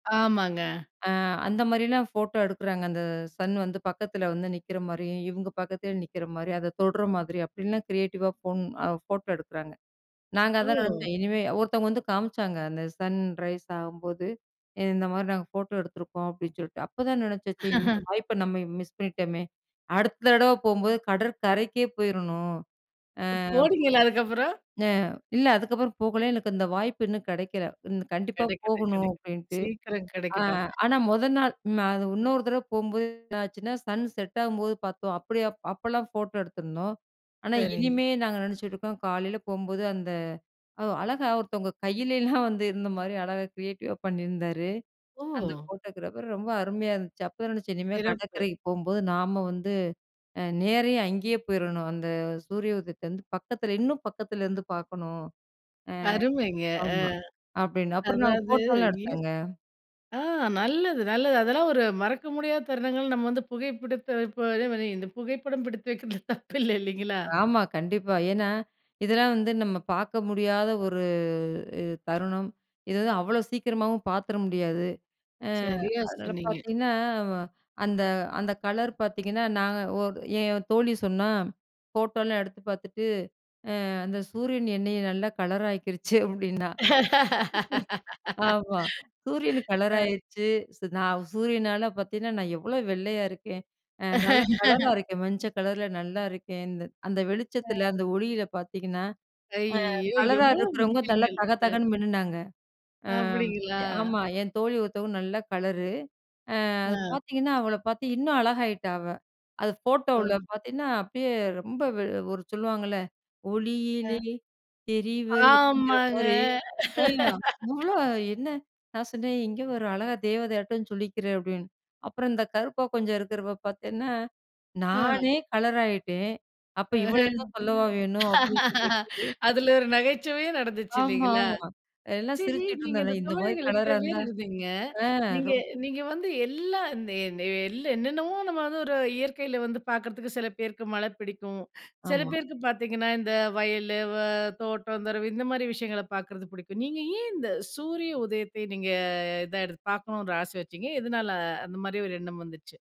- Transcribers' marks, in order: in English: "கிரியேட்டிவ்"; other background noise; in English: "சன் ரைஸ்"; chuckle; laughing while speaking: "ப் போனீங்களா அதுக்கப்பறம்?"; in English: "கிரியேட்டிவ்"; in English: "போட்டோகிராபர்"; laughing while speaking: "பிடித்து வெக்கிறது தப்பு இல்ல. இல்லைங்களா?"; laughing while speaking: "ஆக்கிருச்சு அப்டின்னா. ஆமா"; laugh; laugh; drawn out: "அப்டிங்களா?"; singing: "ஒளியிலே தெரிவது"; drawn out: "ஆமாங்க"; laugh; laugh; laughing while speaking: "அதுல ஒரு நகைச்சுவையும் நடந்துச்சு இல்லைங்களா? சரி, நீங்க இந்த தோழிகள் இத்தனை பேரு இருந்தீங்க"; laughing while speaking: "ஆமா ஆமா. எல்லாம் சிரிச்சுட்டிருந்தோமே இந்த மாதிரி கலரா இருந்தா. ஆ. ரொ"
- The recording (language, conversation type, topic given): Tamil, podcast, சூரியோதயத்தைப் பார்க்க நீண்ட தூரம் பயணம் செய்தபோது உங்களுக்கு ஏற்பட்ட உணர்வு எப்படியிருந்தது?